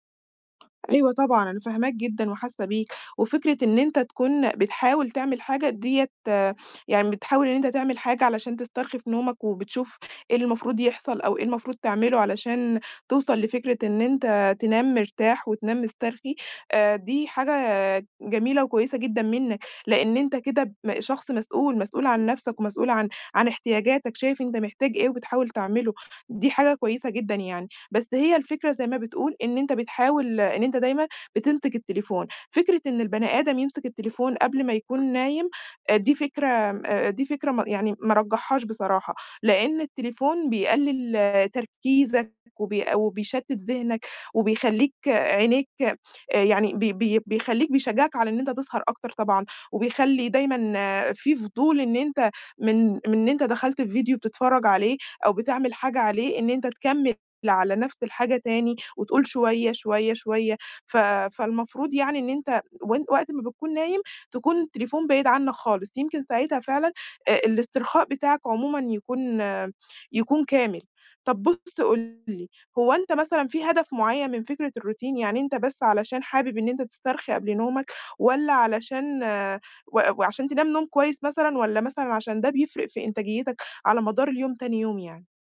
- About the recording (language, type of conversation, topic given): Arabic, advice, إزاي أقدر ألتزم بروتين للاسترخاء قبل النوم؟
- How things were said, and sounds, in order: tapping; "بتمسك" said as "بتنتك"; other background noise; in English: "الروتين"